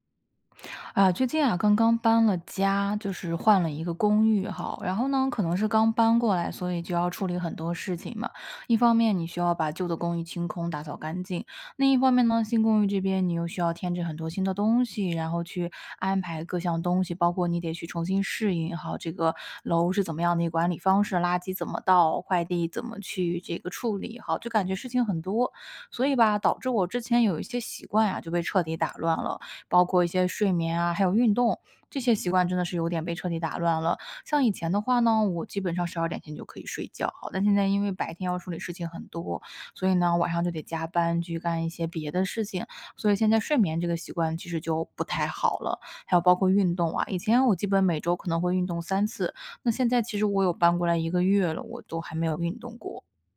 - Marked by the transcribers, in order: other background noise
- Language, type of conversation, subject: Chinese, advice, 旅行或搬家后，我该怎么更快恢复健康习惯？